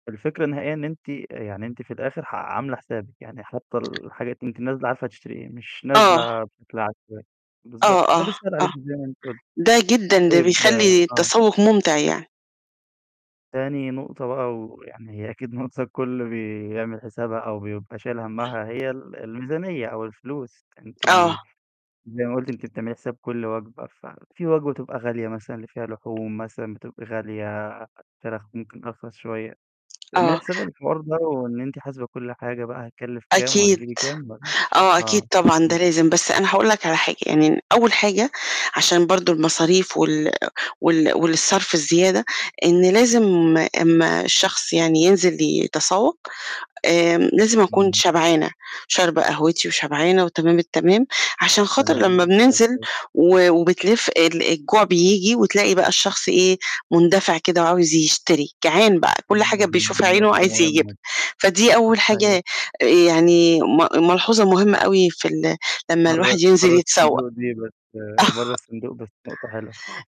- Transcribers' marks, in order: other background noise; distorted speech; static; tapping; unintelligible speech; unintelligible speech; laughing while speaking: "آه"; chuckle
- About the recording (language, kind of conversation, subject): Arabic, podcast, إزاي بتنظّم ميزانية الأكل بتاعتك على مدار الأسبوع؟